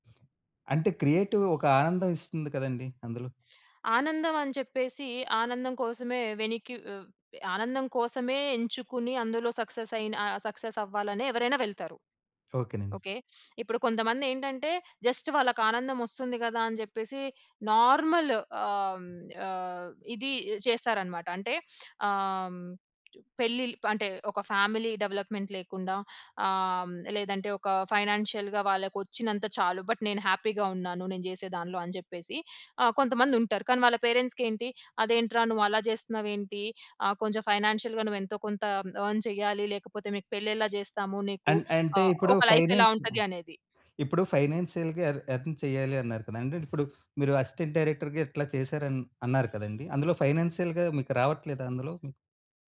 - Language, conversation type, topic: Telugu, podcast, ఉద్యోగాన్ని ఎన్నుకోవడంలో కుటుంబం పెట్టే ఒత్తిడి గురించి మీరు చెప్పగలరా?
- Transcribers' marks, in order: other background noise; in English: "క్రియేటివ్"; in English: "సక్సెస్"; in English: "జస్ట్"; in English: "నార్మల్"; in English: "ఫ్యామిలీ డెవలప్మెంట్"; in English: "ఫైనాన్షియల్‌గా"; in English: "బట్"; in English: "హ్యాపీగా"; in English: "ఫైనాన్షియల్‌గా"; in English: "ఎర్న్"; in English: "ఫైనాన్స్"; in English: "ఫైనాన్షియల్‌గా ఎర్న్ ఎర్న్"; in English: "అసిస్టెంట్ డైరెక్టర్‌గా"; in English: "ఫైనాన్షియల్‌గా"